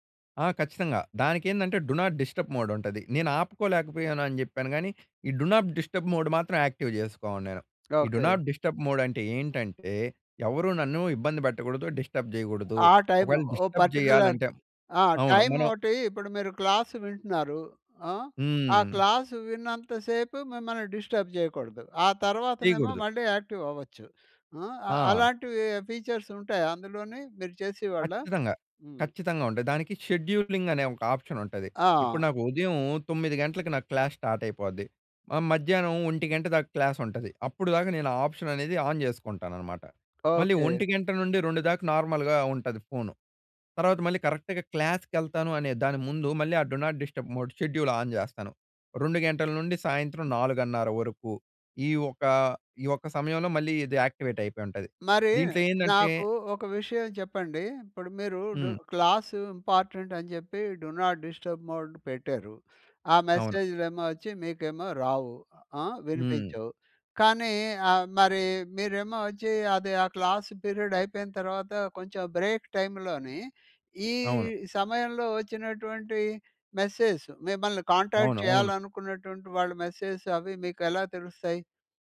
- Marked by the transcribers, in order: in English: "డు నాట్ డిస్టర్బ్ మోడ్"; in English: "డు నాట్ డిస్టర్బ్ మోడ్"; in English: "యాక్టివ్"; in English: "డు నాట్ డిస్టర్బ్ మోడ్"; in English: "డిస్టర్బ్"; in English: "పర్టిక్యులర్"; in English: "డిస్టర్బ్"; in English: "క్లాస్"; in English: "క్లాస్"; in English: "డిస్టర్బ్"; in English: "యాక్టివ్"; in English: "ఫీచర్స్"; in English: "షెడ్యూలింగ్"; in English: "ఆప్షన్"; in English: "క్లాస్ స్టార్ట్"; in English: "క్లాస్"; in English: "ఆప్షన్"; in English: "ఆన్"; in English: "నార్మల్‍గా"; in English: "కరెక్ట్‌గా"; in English: "డు నాట్ డిస్టర్బ్ మోడ్ షెడ్యూల్ ఆన్"; in English: "యాక్టివేట్"; in English: "డు నాట్ డిస్టర్బ్ మోడ్"; in English: "క్లాస్ పీరియడ్"; in English: "బ్రేక్ టైమ్‌లోనీ"; in English: "మెసేజ్"; in English: "కాంటాక్ట్"; in English: "మెసేజెస్"
- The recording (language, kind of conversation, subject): Telugu, podcast, ఫోన్ నోటిఫికేషన్లను మీరు ఎలా నిర్వహిస్తారు?